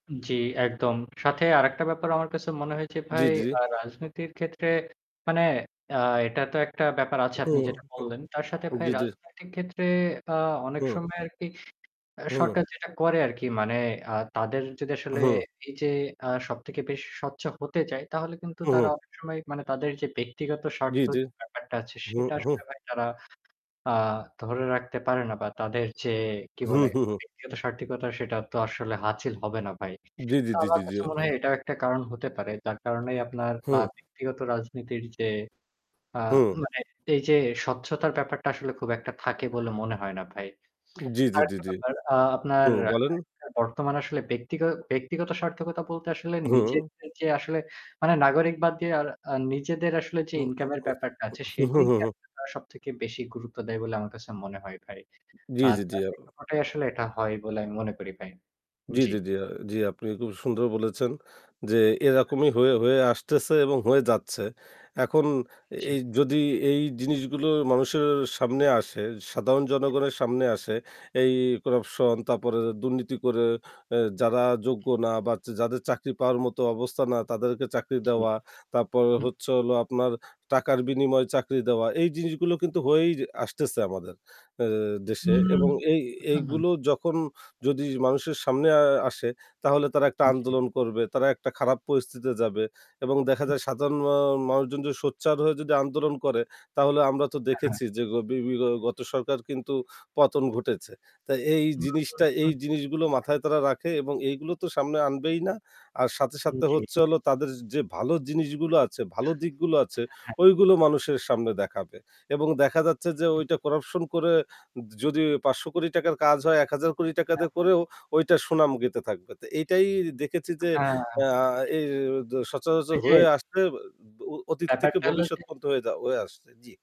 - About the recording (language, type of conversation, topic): Bengali, unstructured, সরকারের তথ্য প্রকাশ কতটা স্বচ্ছ হওয়া উচিত?
- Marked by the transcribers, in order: static; distorted speech; other background noise; horn; tapping; other street noise; "সার্থকতার" said as "সার্থিকতার"; "হাসিল" said as "হাচিল"; unintelligible speech; unintelligible speech; unintelligible speech; unintelligible speech; in English: "corruption"; "তারপরে" said as "তাপরে"; "পরিস্থিতিতে" said as "পরিস্থিতে"; unintelligible speech; in English: "corruption"; "গাইতে" said as "গেতে"; "পর্যন্ত" said as "পন্ত"; "হয়ে" said as "অয়ে"